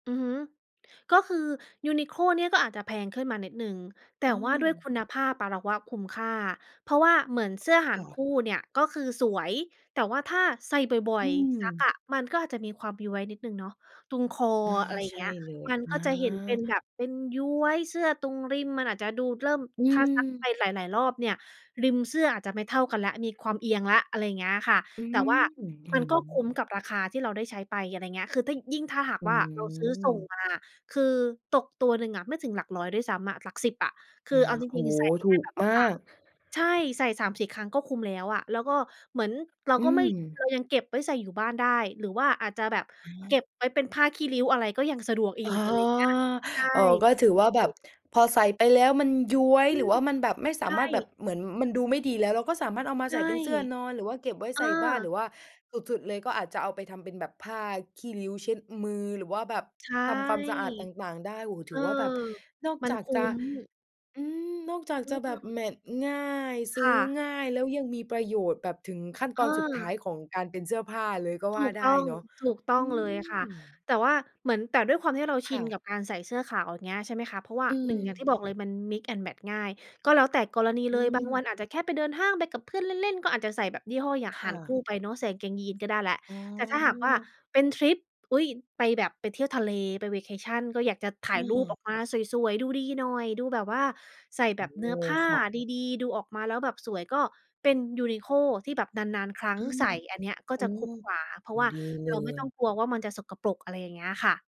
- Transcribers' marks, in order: other background noise; in English: "mix and match"; in English: "vacation"
- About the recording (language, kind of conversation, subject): Thai, podcast, เสื้อผ้าชิ้นโปรดของคุณคือชิ้นไหน และทำไมคุณถึงชอบมัน?